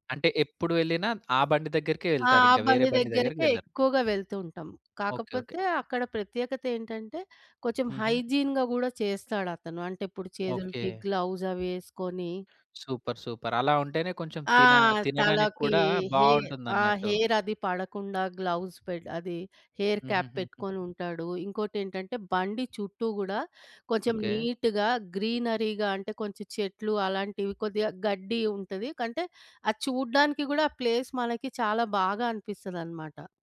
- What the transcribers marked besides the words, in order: tapping; other background noise; in English: "హైజీన్‌గా"; in English: "గ్లౌస్"; in English: "సూపర్. సూపర్"; in English: "హెయిర్"; in English: "గ్లౌస్"; in English: "హెయిర్ క్యాప్"; in English: "నీటుగా గ్రీనరీగా"; in English: "ప్లేస్"
- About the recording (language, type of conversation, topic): Telugu, podcast, వీధి తిండి బాగా ఉందో లేదో మీరు ఎలా గుర్తిస్తారు?